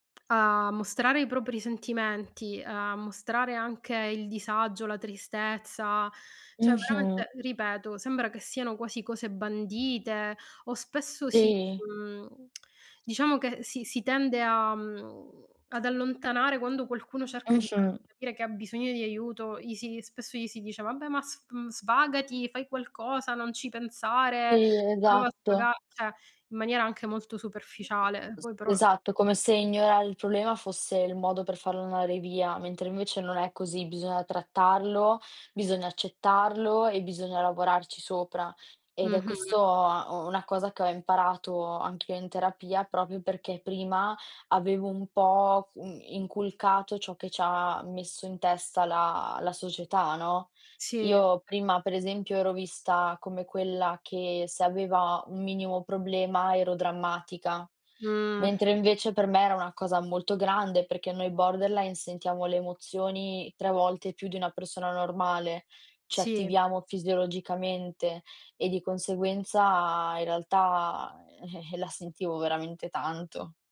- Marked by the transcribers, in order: "cioè" said as "ceh"; "cioè" said as "ceh"; unintelligible speech; "Proprio" said as "propio"
- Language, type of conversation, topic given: Italian, unstructured, Secondo te, perché molte persone nascondono la propria tristezza?